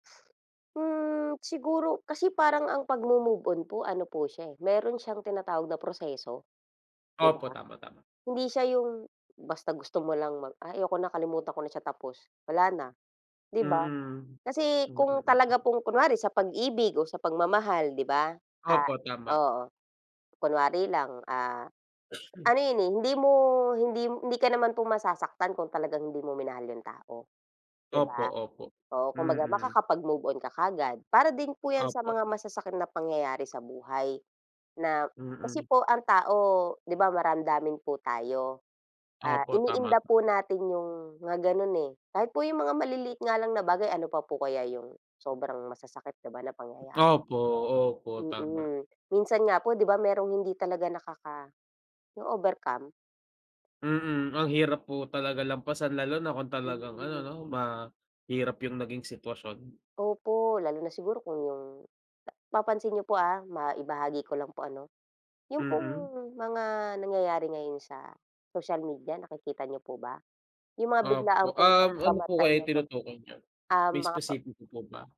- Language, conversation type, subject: Filipino, unstructured, Paano ka nakakabangon mula sa masakit na mga pangyayari?
- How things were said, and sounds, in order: cough